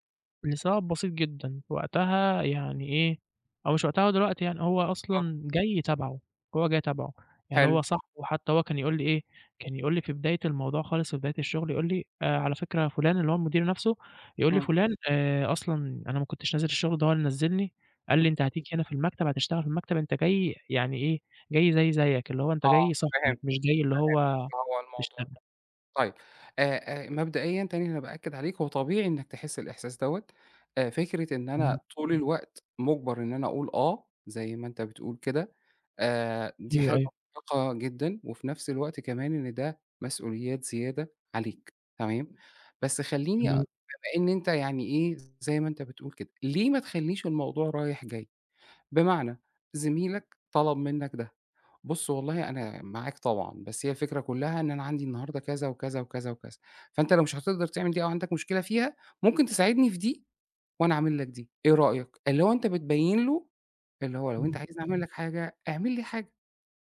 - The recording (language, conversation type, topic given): Arabic, advice, إزاي أقدر أقول لا لزمايلي من غير ما أحس بالذنب؟
- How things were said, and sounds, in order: none